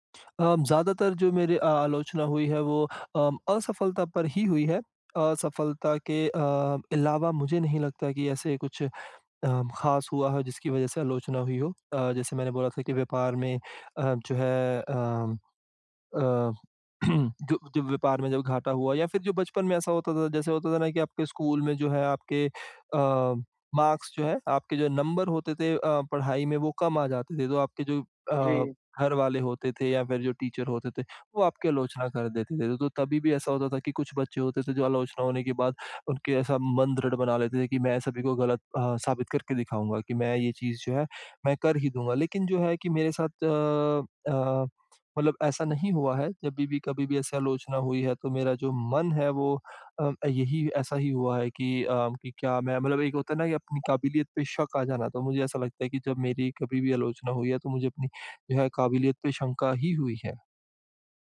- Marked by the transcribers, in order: throat clearing; in English: "मार्क्स"; in English: "नंबर"; in English: "टीचर"
- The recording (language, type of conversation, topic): Hindi, advice, आलोचना से सीखने और अपनी कमियों में सुधार करने का तरीका क्या है?